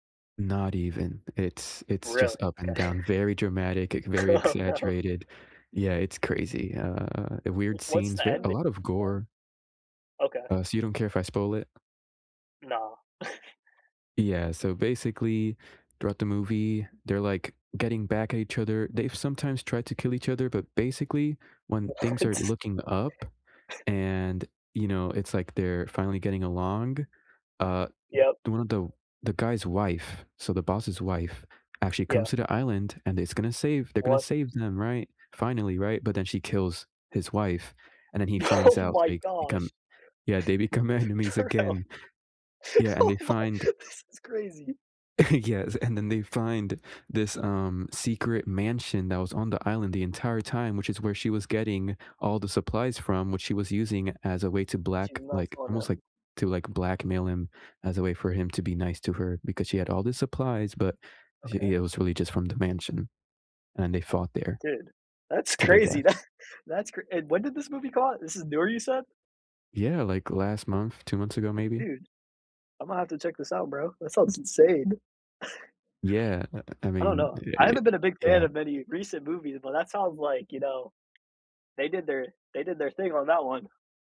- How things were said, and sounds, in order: laughing while speaking: "Okay. Oh, no"; chuckle; alarm; laughing while speaking: "What?"; chuckle; tapping; laughing while speaking: "Oh"; chuckle; unintelligible speech; laughing while speaking: "Oh my, this"; laughing while speaking: "become enemies"; chuckle; laughing while speaking: "That"; chuckle
- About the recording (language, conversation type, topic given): English, unstructured, What was the last movie that truly surprised you, and what caught you off guard about it?
- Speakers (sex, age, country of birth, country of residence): male, 18-19, United States, United States; male, 20-24, United States, United States